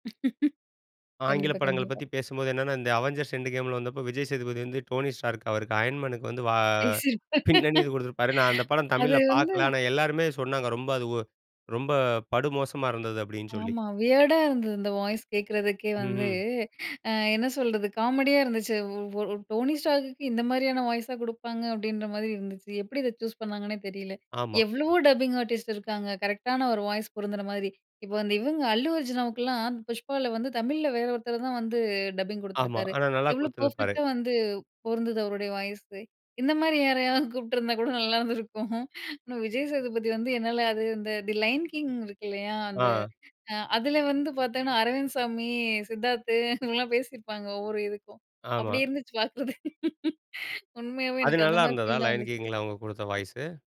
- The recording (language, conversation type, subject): Tamil, podcast, தியேட்டர்களை விட ஸ்ட்ரீமிங்கில் முதன்மையாக வெளியிடுவது திரைப்படங்களுக்கு என்ன தாக்கத்தை ஏற்படுத்துகிறது?
- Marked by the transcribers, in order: laugh; laughing while speaking: "பேசிருப்பார். அது வந்து"; in English: "வியர்டா"; laughing while speaking: "கூப்பிட்டுருந்தா கூட நல்லாயிருந்துருக்கும்"; laughing while speaking: "இவங்கலாம் பேசியிருப்பாங்க. ஒவ்வொரு இதுக்கும் அப்படி … ஃபீல் தான் வந்துச்சு"